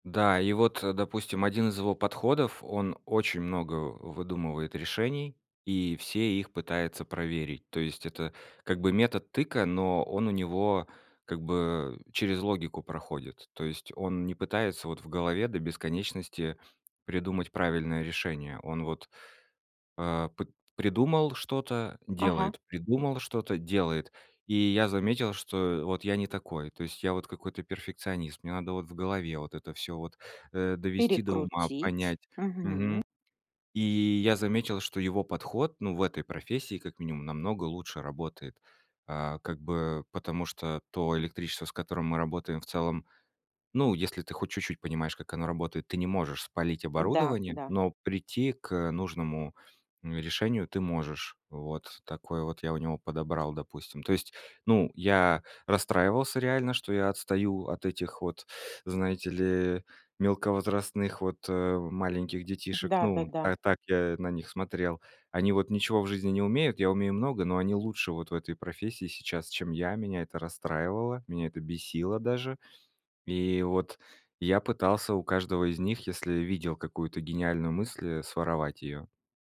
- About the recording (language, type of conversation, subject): Russian, podcast, Как неудачи в учёбе помогали тебе расти?
- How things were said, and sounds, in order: tapping